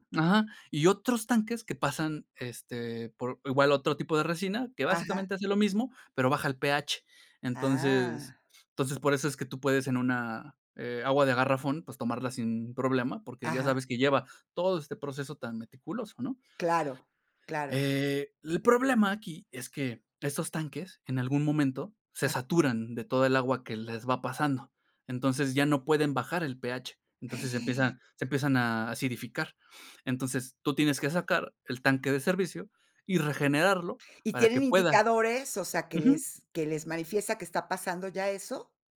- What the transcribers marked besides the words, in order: gasp
- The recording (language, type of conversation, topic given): Spanish, podcast, ¿Qué errores cometiste al aprender por tu cuenta?